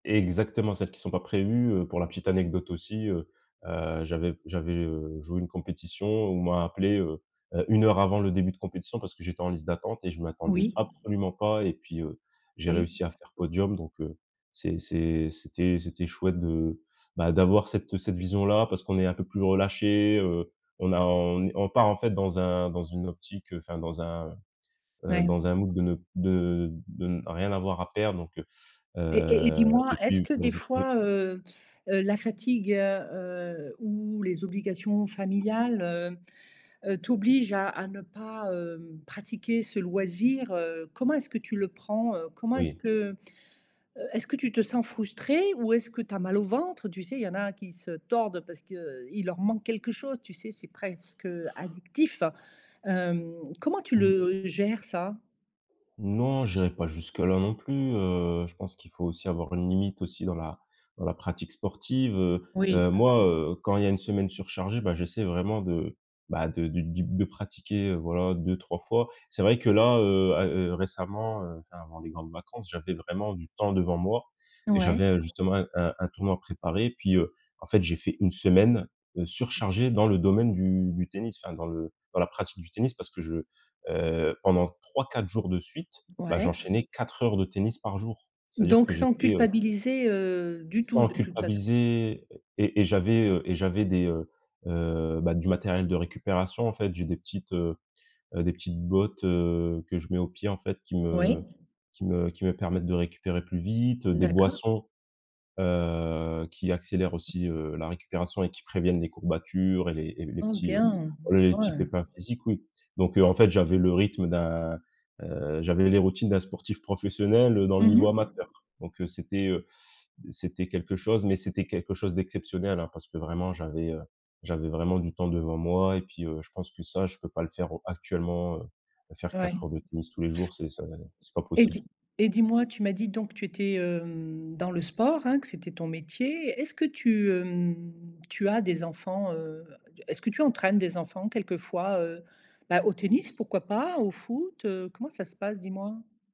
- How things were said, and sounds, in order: other background noise; tapping; in English: "mood"
- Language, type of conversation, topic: French, podcast, Comment intègres-tu des loisirs dans une semaine surchargée ?